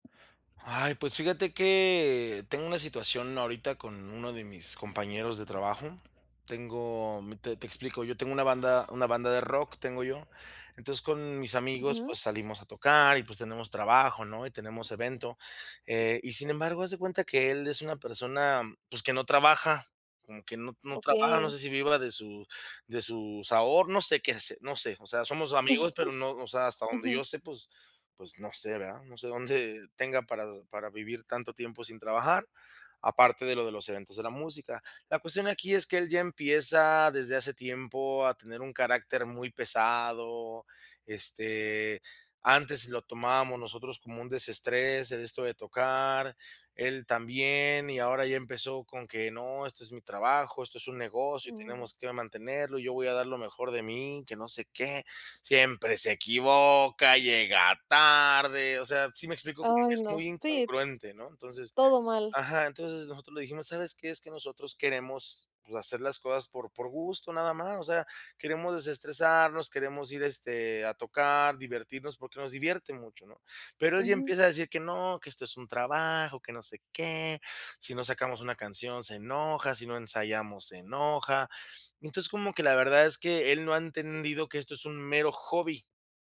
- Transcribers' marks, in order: drawn out: "que"; horn; chuckle
- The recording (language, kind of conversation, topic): Spanish, advice, ¿Cómo puedo dar retroalimentación difícil a un colega sin poner en riesgo nuestra relación laboral?